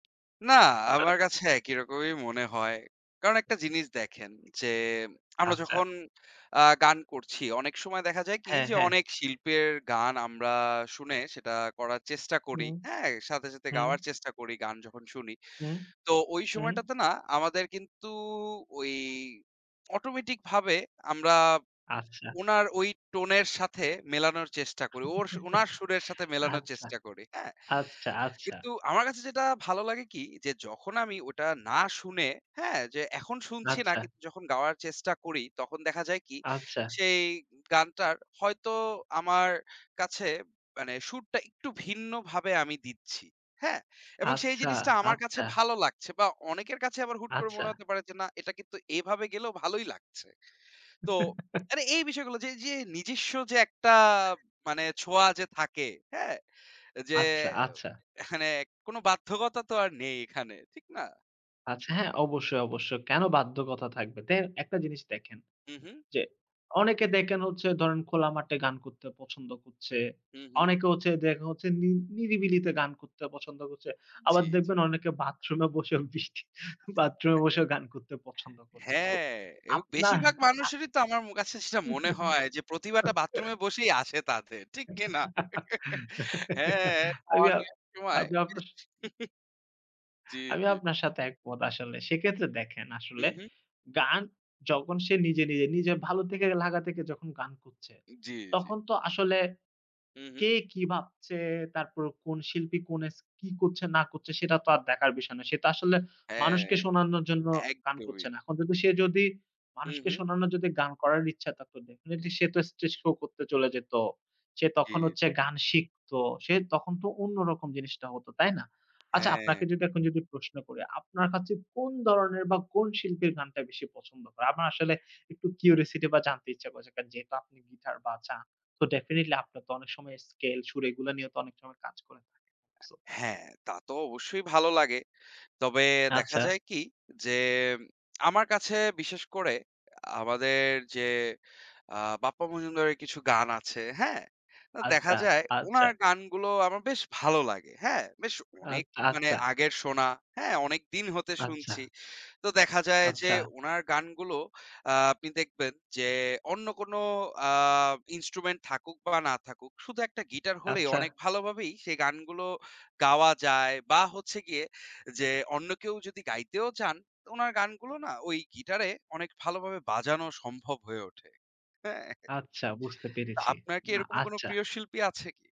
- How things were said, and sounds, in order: tapping; unintelligible speech; lip smack; "আচ্ছা" said as "আচ্চা"; chuckle; "আচ্ছা" said as "আচ্চা"; "আচ্ছা" said as "আচ্চা"; "আচ্ছা" said as "আচ্চা"; chuckle; other background noise; "দেখেন" said as "দেকেন"; "মাঠে" said as "মাটে"; "করছে" said as "কোচ্ছে"; "করতে" said as "কোততে"; laughing while speaking: "বসে বৃষ্টি বাথরুমে বসেও গান"; "করতে" said as "কোততে"; chuckle; laughing while speaking: "ঠিক কিনা?"; chuckle; "করছে" said as "কোচ্ছে"; "ভাবছে" said as "ভাবচে"; "করছে" said as "কোচ্ছে"; "করছে" said as "কোচ্ছে"; "করছে" said as "কোচ্ছে"; "করতে" said as "কোততে"; "ধরনের" said as "দরনের"; "করছে" said as "কোচ্ছে"; lip smack; "আচ্ছা" said as "আচ্চা"; "আচ্ছা" said as "আচ্চা"; "আচ্ছা" said as "আচ্চা"; laughing while speaking: "হ্যাঁ?"; "আচ্ছা" said as "আচ্চা"
- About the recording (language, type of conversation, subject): Bengali, unstructured, গান গাওয়া আপনাকে কী ধরনের আনন্দ দেয়?